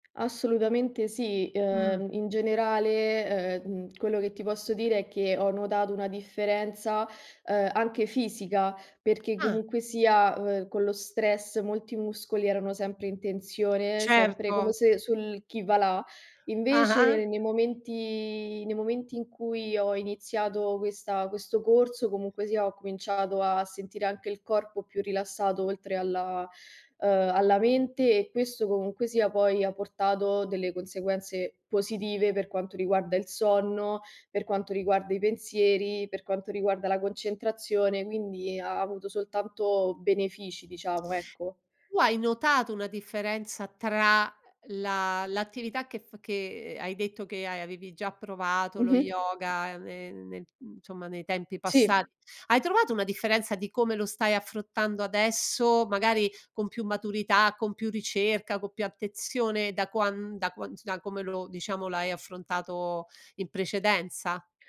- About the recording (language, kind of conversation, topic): Italian, podcast, Qual è un’attività che ti rilassa davvero e perché?
- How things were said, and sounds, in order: tapping; other background noise; "affrontando" said as "affrotando"; "attenzione" said as "attezione"